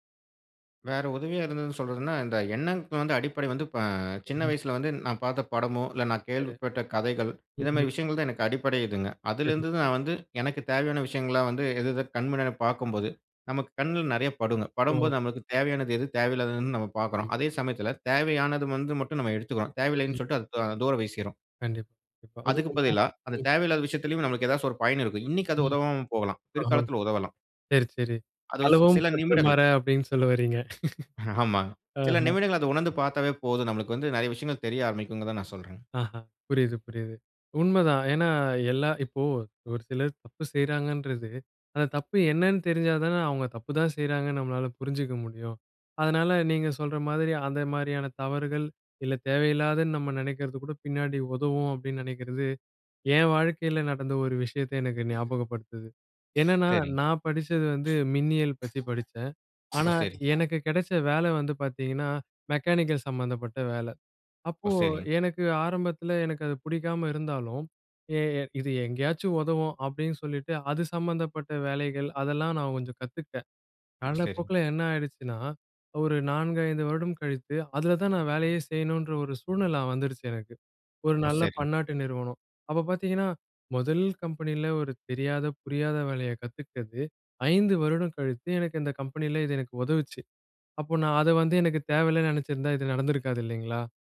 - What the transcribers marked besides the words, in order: "எண்ணத்துக்கு" said as "எண்ணங்க்கு"; drawn out: "ப"; laughing while speaking: "ஆமாங்க"; laugh; in English: "மெக்கானிக்கல்"; in English: "கம்பெனில"; in English: "கம்பெனில"
- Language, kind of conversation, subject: Tamil, podcast, மறுபடியும் கற்றுக்கொள்ளத் தொடங்க உங்களுக்கு ஊக்கம் எப்படி கிடைத்தது?